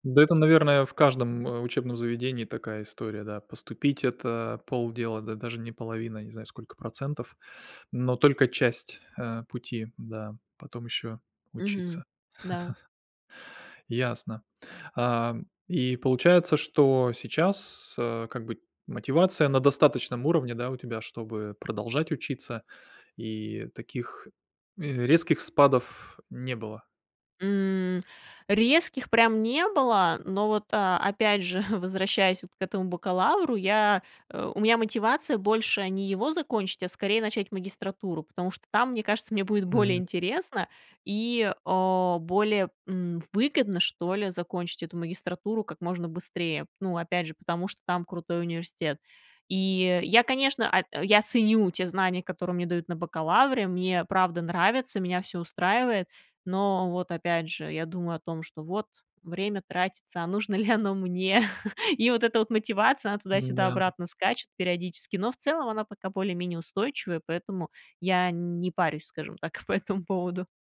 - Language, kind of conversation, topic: Russian, podcast, Как не потерять мотивацию, когда начинаешь учиться заново?
- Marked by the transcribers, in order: chuckle; chuckle; laugh; tapping